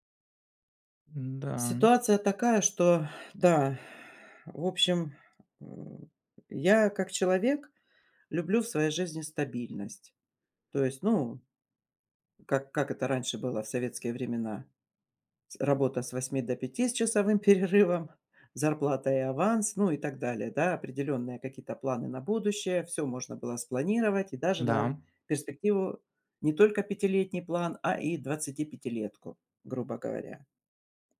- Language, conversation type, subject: Russian, advice, Как мне сменить фокус внимания и принять настоящий момент?
- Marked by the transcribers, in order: exhale; tapping; laughing while speaking: "перерывом"; other background noise